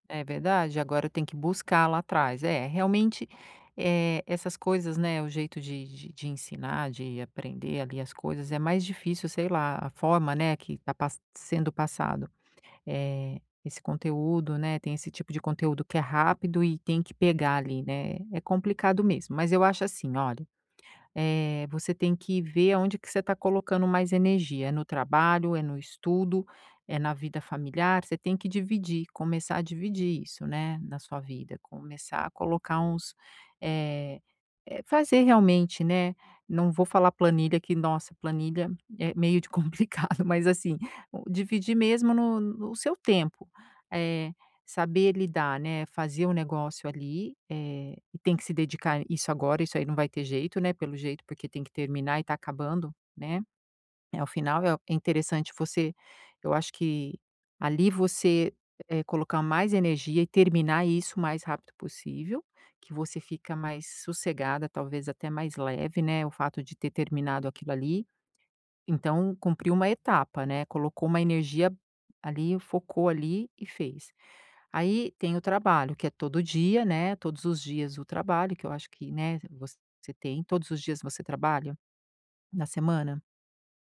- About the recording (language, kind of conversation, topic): Portuguese, advice, Como posso manter meu nível de energia durante longos períodos de foco intenso?
- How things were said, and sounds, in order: none